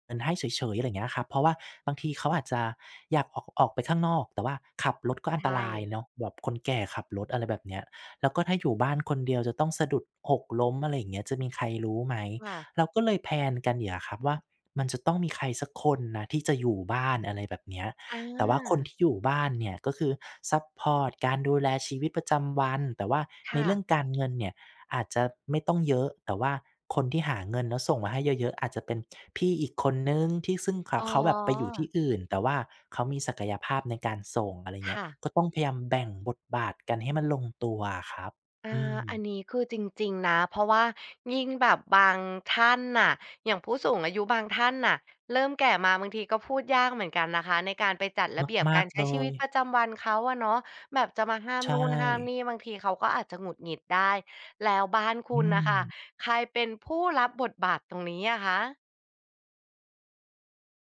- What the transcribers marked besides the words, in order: in English: "แพลน"
- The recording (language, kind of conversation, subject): Thai, podcast, การดูแลผู้สูงอายุในครอบครัวควรจัดการอย่างไรให้ลงตัว?